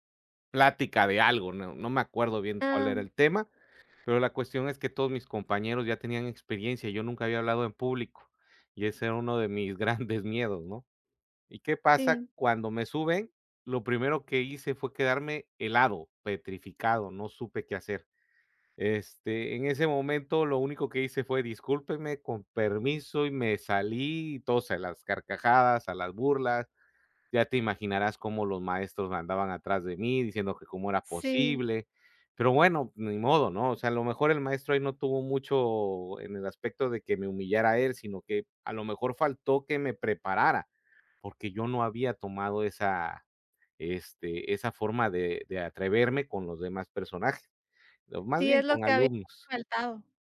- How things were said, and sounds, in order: laughing while speaking: "grandes miedos"
- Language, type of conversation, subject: Spanish, unstructured, ¿Alguna vez has sentido que la escuela te hizo sentir menos por tus errores?